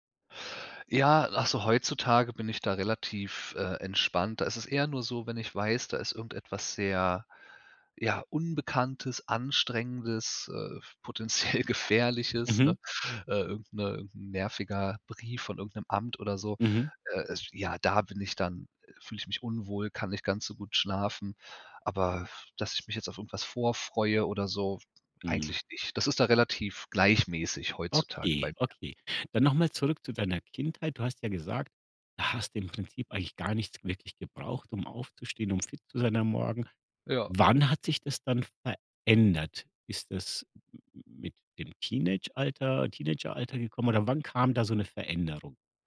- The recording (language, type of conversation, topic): German, podcast, Was hilft dir, morgens wach und fit zu werden?
- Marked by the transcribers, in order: laughing while speaking: "potenziell"; other background noise